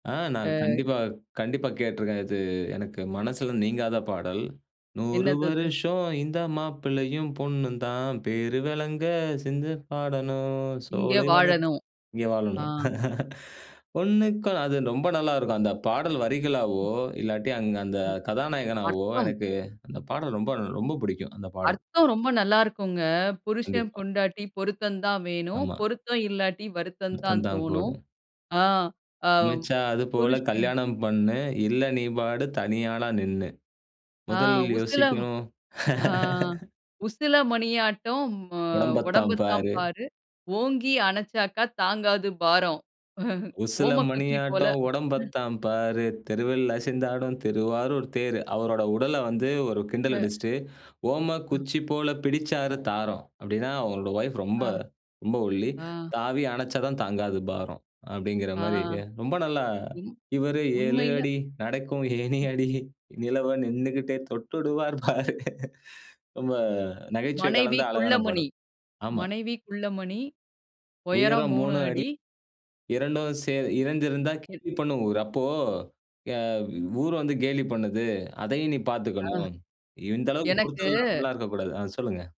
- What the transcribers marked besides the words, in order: other background noise; singing: "நூறு வருஷம் இந்த மாப்பிள்ளையும், பொண்ணும் தான் பேருவெளங்க சிந்து பாடணும்"; laugh; tapping; laugh; chuckle; singing: "உசில மணியாட்டம் உடம்பத்தான் பாரு, தெருவில் அசைந்தாடும் திருவாரூர் தேரு"; chuckle; laugh
- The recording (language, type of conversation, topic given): Tamil, podcast, ஒரு பாடல் அல்லது கவிதை உங்கள் பண்பாட்டை எவ்வாறு பிரதிபலிக்கிறது?